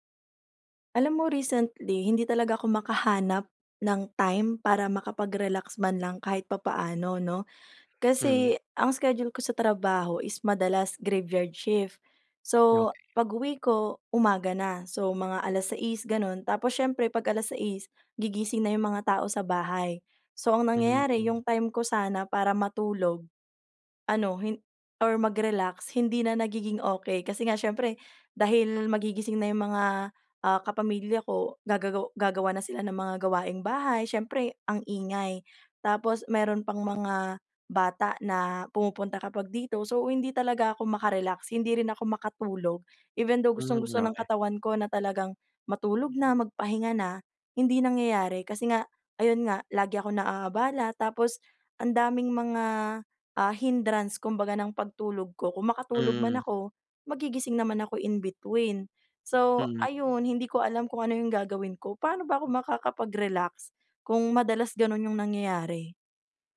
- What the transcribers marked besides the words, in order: none
- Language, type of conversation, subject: Filipino, advice, Paano ako makakapagpahinga at makarelaks kung madalas akong naaabala ng ingay o mga alalahanin?